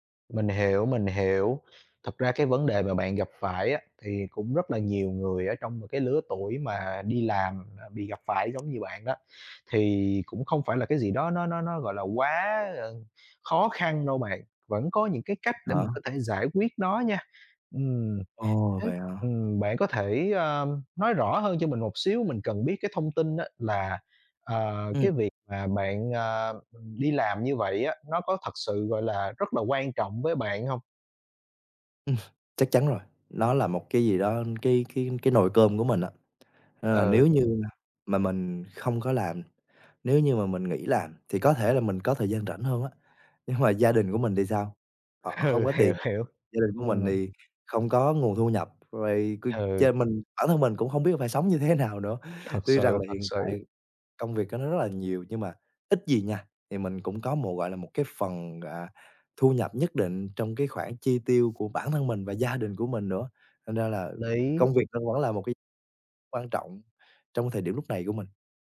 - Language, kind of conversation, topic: Vietnamese, advice, Làm sao duy trì tập luyện đều đặn khi lịch làm việc quá bận?
- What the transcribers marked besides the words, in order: tapping; other background noise; laughing while speaking: "nhưng mà"; laughing while speaking: "Ừ"; laughing while speaking: "thế nào"